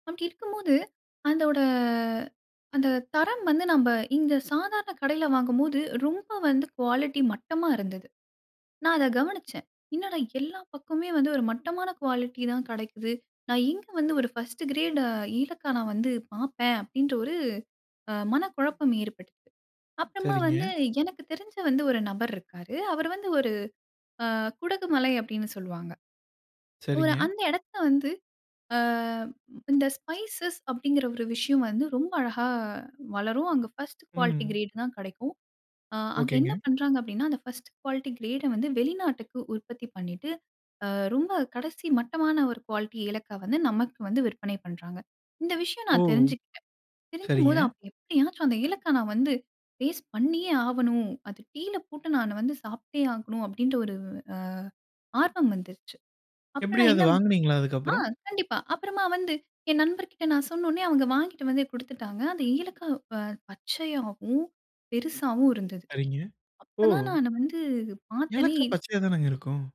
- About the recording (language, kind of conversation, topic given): Tamil, podcast, தினசரி மாலை தேநீர் நேரத்தின் நினைவுகளைப் பற்றிப் பேசலாமா?
- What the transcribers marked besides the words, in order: in English: "குவாலிட்டி"; in English: "குவாலிட்டி"; in English: "ஃபர்ஸ்ட்டு கிரேடு"; in English: "ஸ்பைசஸ்"; in English: "ஃபர்ஸ்ட் குவாலிட்டி கிரேட்"; in English: "ஃபர்ஸ்ட்டு குவாலிட்டி கிரேட"; in English: "குவாலிட்டி"